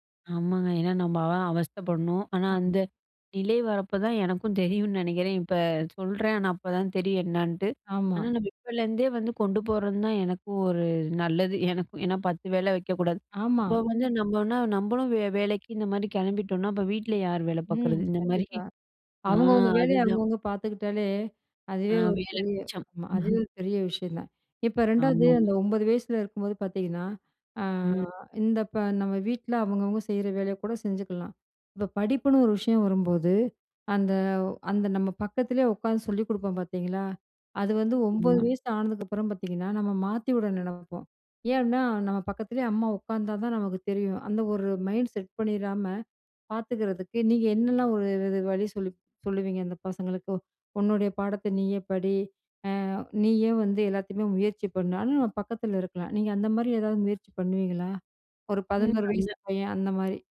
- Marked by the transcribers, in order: chuckle; in English: "மைண்ட் செட்"; unintelligible speech
- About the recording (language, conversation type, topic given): Tamil, podcast, பிள்ளைகளுக்கு நல்ல பழக்கங்கள் உருவாக நீங்கள் என்ன செய்கிறீர்கள்?